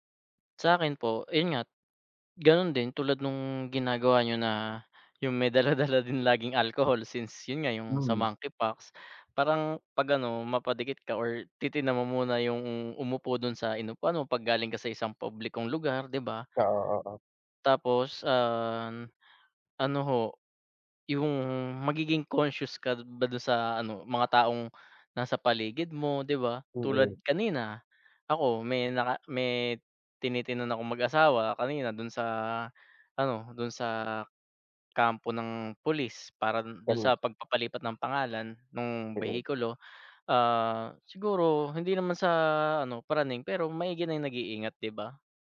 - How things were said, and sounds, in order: tapping
- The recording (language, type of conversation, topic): Filipino, unstructured, Paano mo pinoprotektahan ang iyong katawan laban sa sakit araw-araw?